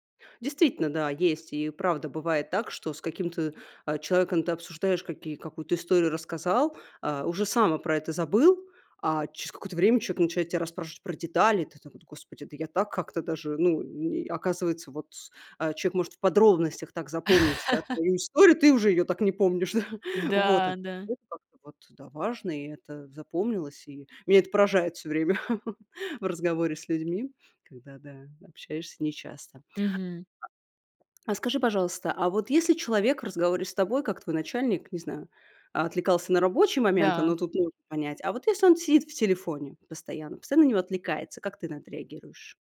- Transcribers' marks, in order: chuckle; chuckle
- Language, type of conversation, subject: Russian, podcast, Что вы делаете, чтобы собеседник дослушал вас до конца?